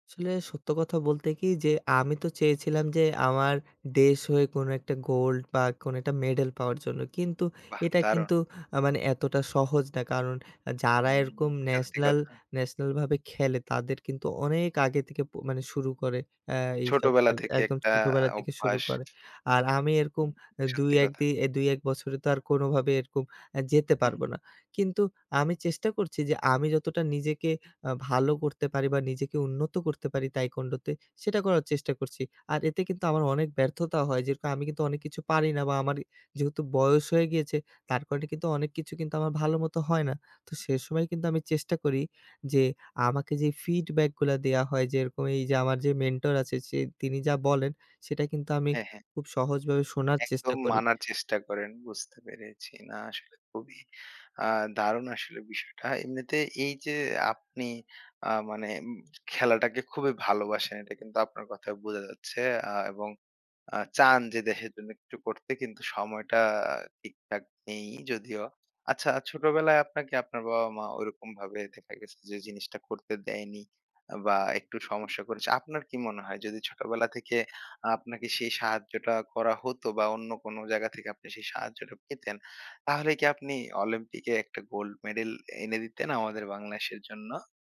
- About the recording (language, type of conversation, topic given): Bengali, podcast, আপনি ব্যর্থতাকে সফলতার অংশ হিসেবে কীভাবে দেখেন?
- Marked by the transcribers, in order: other background noise; in English: "taekwondo"; "যেরকম" said as "যেরক"; "বাংলাদেশের" said as "বাংলাএশের"